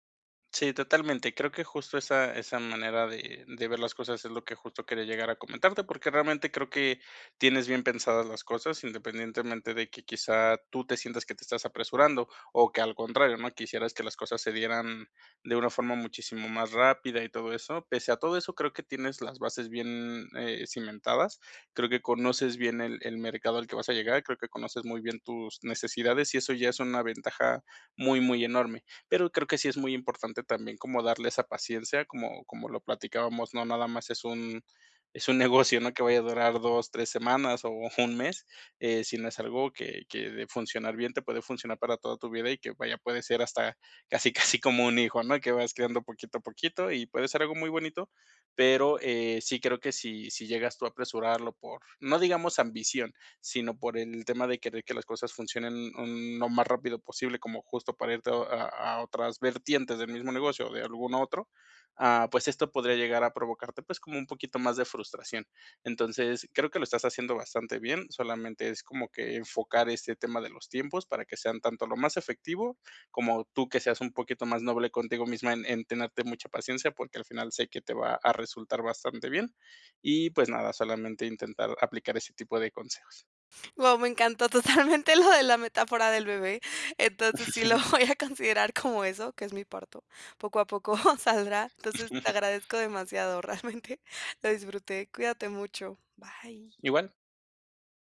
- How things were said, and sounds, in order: laughing while speaking: "casi"; laughing while speaking: "totalmente lo de la"; chuckle; laughing while speaking: "voy a considerar"; chuckle; laughing while speaking: "realmente"; other background noise
- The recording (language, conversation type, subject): Spanish, advice, ¿Cómo puedo equilibrar la ambición y la paciencia al perseguir metas grandes?